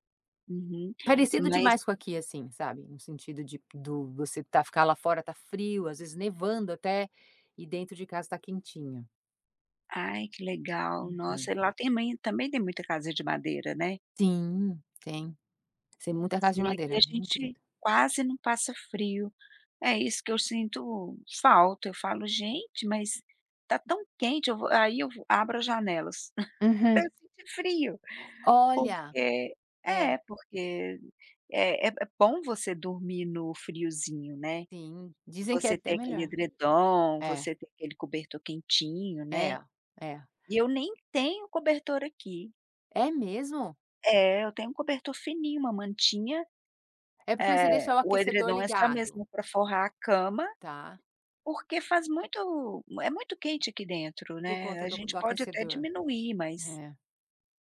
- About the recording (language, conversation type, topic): Portuguese, podcast, O que deixa um lar mais aconchegante para você?
- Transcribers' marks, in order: other background noise; tapping; chuckle